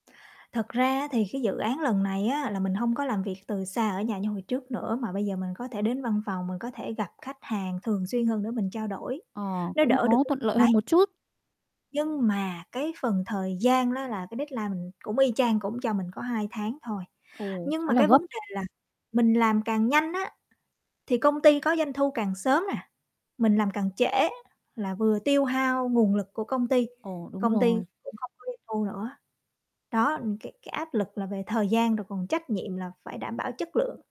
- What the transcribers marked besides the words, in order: static; distorted speech; tapping; in English: "deadline"; other background noise
- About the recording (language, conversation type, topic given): Vietnamese, advice, Làm sao để nhận dự án mới mà không tái phát kiệt sức?